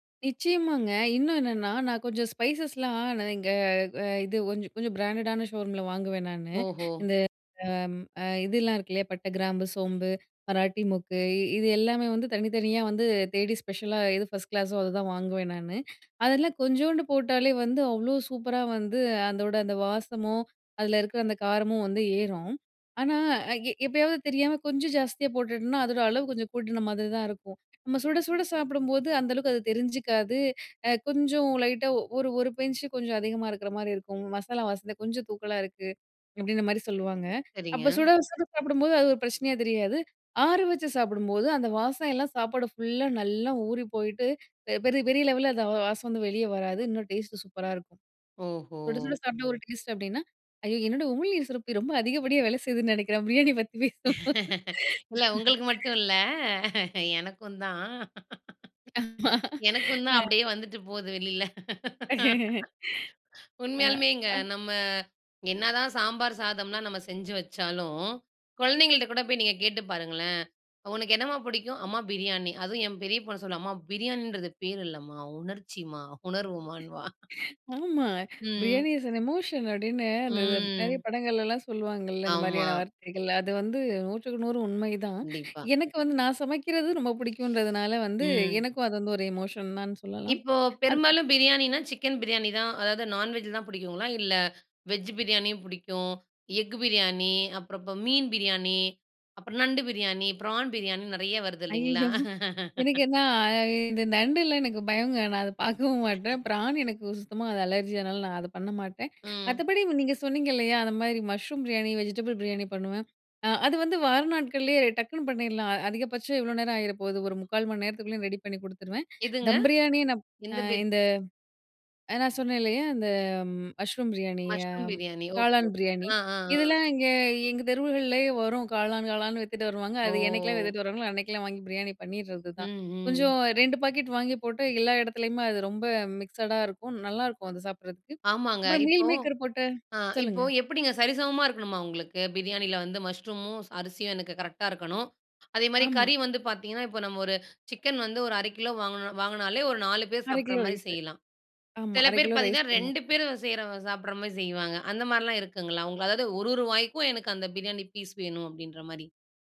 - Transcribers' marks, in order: in English: "ஸ்பைசஸ்லாம்"; drawn out: "இங்க"; in English: "பிராண்டடான ஷோரூம்ல"; inhale; in English: "ஃபர்ஸ்ட் கிளாஸோ"; exhale; inhale; drawn out: "ஓஹோ"; laughing while speaking: "ஐய என்னோட உமிழ்நீர் சுரப்பி ரொம்ப அதிகப்படியா வேலை செய்யுதுன்னு நினைக்கிறேன் பிரியாணி பத்தி பேசுவும்"; laughing while speaking: "இல்ல. உங்களுக்கு மட்டும் இல்ல. எனக்குந்தான் எனக்கும் தான் அப்பிடீயே வந்துட்டு போகுது வெளில"; laugh; inhale; laughing while speaking: "ஆமா. அ"; laugh; inhale; laugh; "பிடிக்கும்" said as "புடிக்கும்"; laughing while speaking: "உணர்ச்சிமா உணர்வுமான்னுவா"; other noise; inhale; laughing while speaking: "ஆமா. பிரியாணி இஸ் ஏன் எமோஷன் அப்பிடீன்னு, அந்த த நெறைய படங்கள்லலாம், சொல்லுவாங்கல்ல"; in English: "இஸ் ஏன் எமோஷன்"; inhale; in English: "எமோஷன்"; laughing while speaking: "ஐயயோ! எனக்கு என்னா அ இ … அதை பண்ண மாட்டேன்"; laugh; inhale; laugh; in English: "அலர்ஜி"; gasp; gasp; drawn out: "அ"; drawn out: "ஓ"; in English: "மிக்சடா"
- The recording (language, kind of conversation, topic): Tamil, podcast, உனக்கு ஆறுதல் தரும் சாப்பாடு எது?